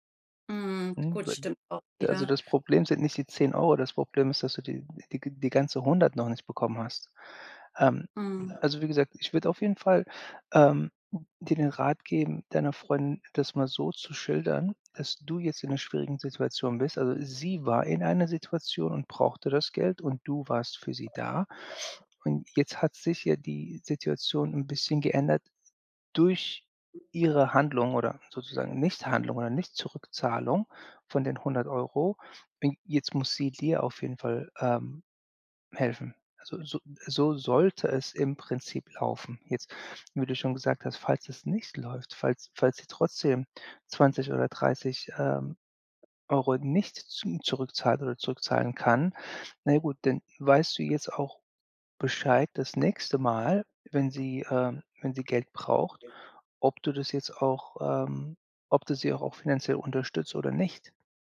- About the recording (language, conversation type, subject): German, advice, Was kann ich tun, wenn ein Freund oder eine Freundin sich Geld leiht und es nicht zurückzahlt?
- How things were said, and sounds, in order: background speech; stressed: "sie"; other background noise